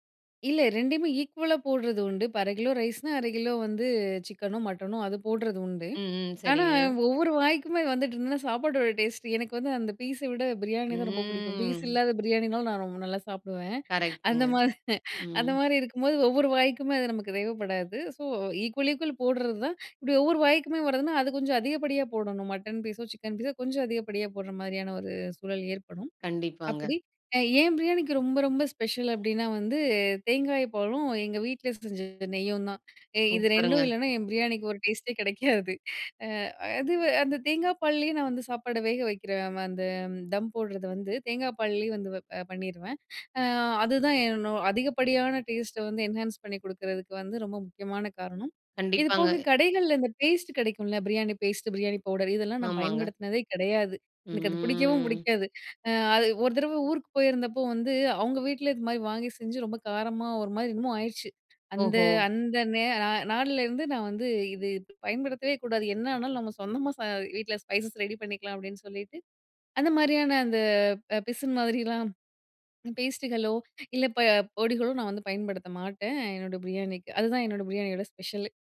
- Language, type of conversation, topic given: Tamil, podcast, உனக்கு ஆறுதல் தரும் சாப்பாடு எது?
- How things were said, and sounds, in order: other background noise; drawn out: "ம்"; chuckle; other noise; laughing while speaking: "கிடைக்காது"; in English: "என்ஹான்ஸ்"; drawn out: "ம்"; in English: "ஸ்பைசஸ்"